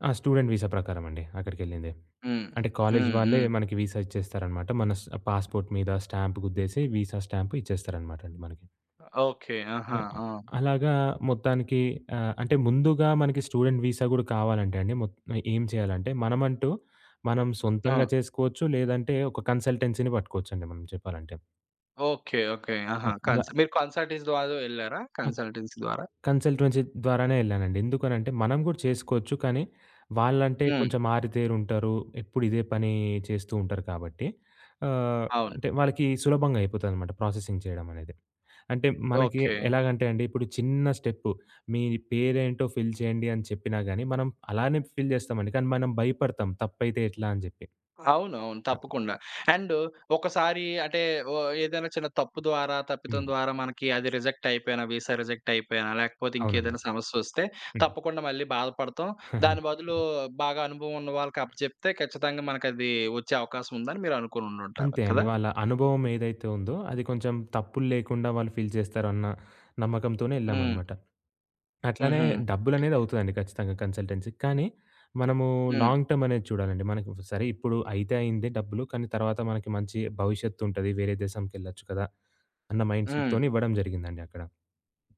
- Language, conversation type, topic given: Telugu, podcast, విదేశీ లేదా ఇతర నగరంలో పని చేయాలని అనిపిస్తే ముందుగా ఏం చేయాలి?
- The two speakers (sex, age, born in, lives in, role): male, 20-24, India, India, guest; male, 25-29, India, India, host
- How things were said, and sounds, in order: in English: "స్టూడెంట్ వీసా"; in English: "వీసా"; in English: "పాస్‌పోర్ట్"; tapping; in English: "స్టాంప్"; in English: "వీసా స్టాంప్"; other background noise; in English: "స్టూడెంట్ వీసా"; in English: "కన్‌సల్‌టె‌న్సీ"; in English: "కన్సల్టెన్సీ"; in English: "కన్సల్టెన్సీ"; in English: "ప్రాసెసింగ్"; in English: "ఫిల్"; in English: "ఫిల్"; in English: "రిజెక్ట్"; in English: "వీసా రిజెక్ట్"; giggle; in English: "ఫీల్"; in English: "కన్సల్టెన్సీ‌కి"; in English: "లాంగ్ టర్మ్"; in English: "మైండ్‌సెట్‌తోనే"